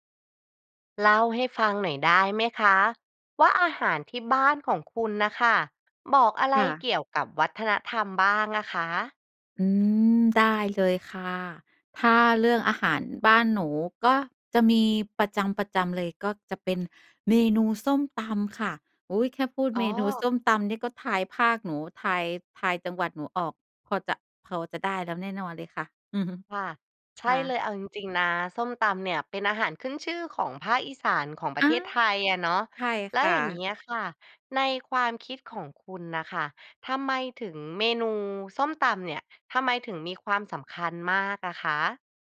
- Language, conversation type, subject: Thai, podcast, อาหารแบบบ้าน ๆ ของครอบครัวคุณบอกอะไรเกี่ยวกับวัฒนธรรมของคุณบ้าง?
- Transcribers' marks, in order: none